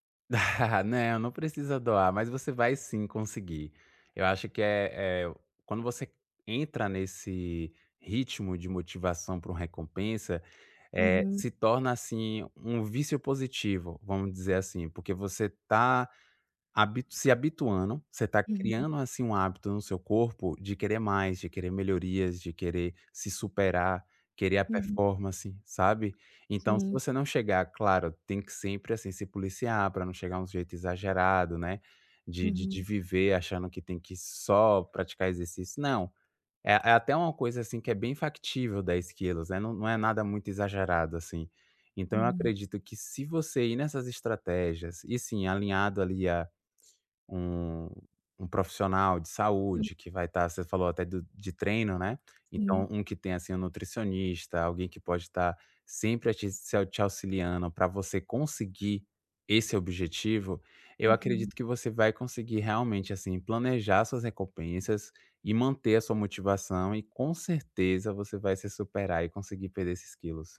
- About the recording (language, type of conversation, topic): Portuguese, advice, Como posso planejar pequenas recompensas para manter minha motivação ao criar hábitos positivos?
- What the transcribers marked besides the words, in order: chuckle